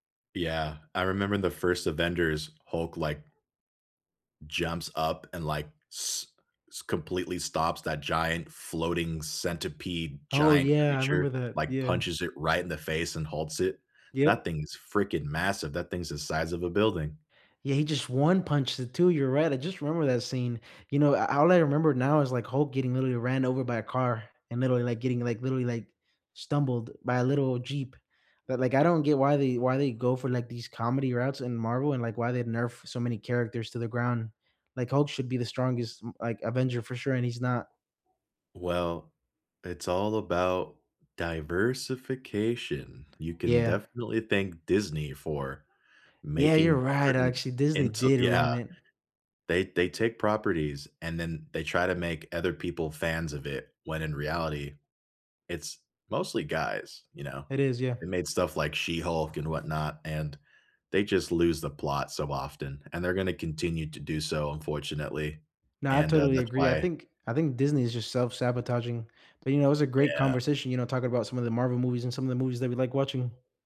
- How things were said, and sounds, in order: other background noise; tapping
- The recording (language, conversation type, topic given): English, unstructured, Which comfort movies and cozy snacks anchor your laziest evenings, and what memories make them special?